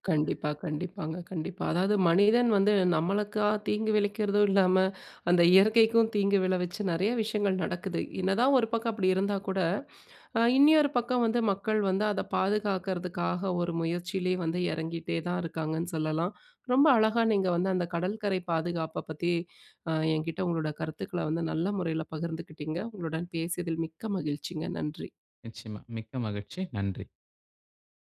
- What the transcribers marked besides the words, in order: "விளைவிக்கிறதா" said as "விளைக்கிறதா"; inhale; inhale; breath
- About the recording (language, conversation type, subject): Tamil, podcast, கடல் கரை பாதுகாப்புக்கு மக்கள் எப்படிக் கலந்து கொள்ளலாம்?